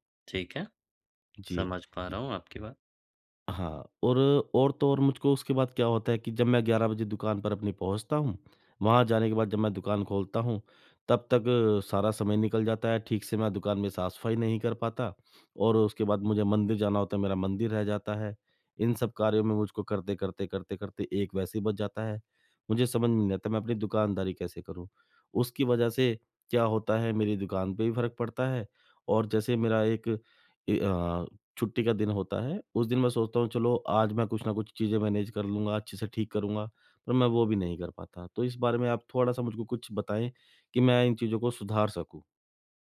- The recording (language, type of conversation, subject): Hindi, advice, यात्रा या सप्ताहांत के दौरान मैं अपनी दिनचर्या में निरंतरता कैसे बनाए रखूँ?
- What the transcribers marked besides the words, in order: in English: "मैनेज"